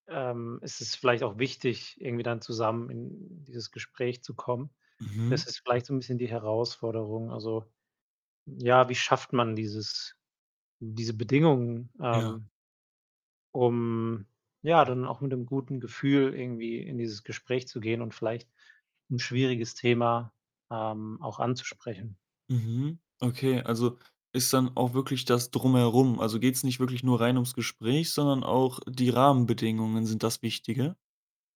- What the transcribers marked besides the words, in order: other background noise; static
- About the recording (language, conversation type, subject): German, advice, Warum vermeide ich immer wieder unangenehme Gespräche?